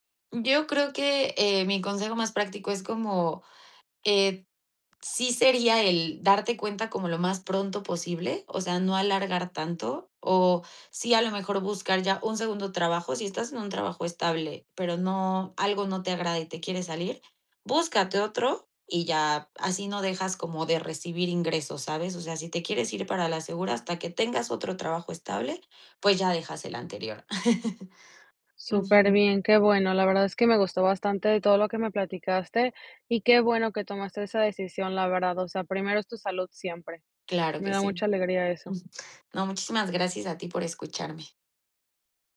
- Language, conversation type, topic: Spanish, podcast, ¿Cómo decidiste dejar un trabajo estable?
- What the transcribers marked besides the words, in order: laugh